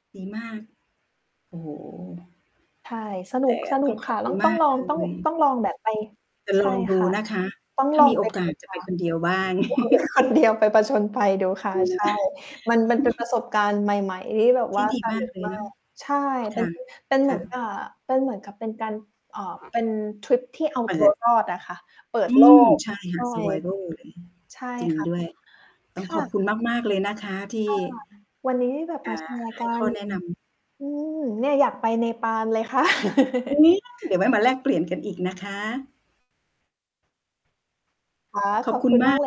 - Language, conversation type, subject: Thai, unstructured, ประสบการณ์การเดินทางครั้งไหนที่ทำให้คุณประทับใจมากที่สุด?
- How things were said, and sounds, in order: static; distorted speech; chuckle; laughing while speaking: "คนเดียว"; chuckle; unintelligible speech; in English: "survivor"; laugh